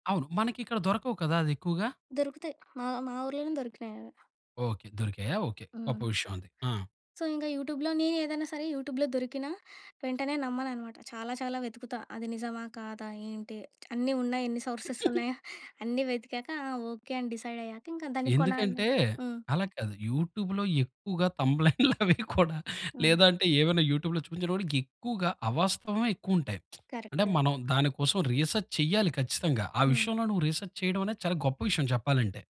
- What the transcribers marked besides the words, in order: other background noise; in English: "సో"; chuckle; in English: "సోర్సెస్"; chuckle; in English: "డిసైడ్"; laughing while speaking: "థంబ్‌లయిల్ అవి కూడా"; lip smack; in English: "రీసర్చ్"; tapping; in English: "రీసర్చ్"
- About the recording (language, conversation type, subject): Telugu, podcast, మీ ఉదయం ఎలా ప్రారంభిస్తారు?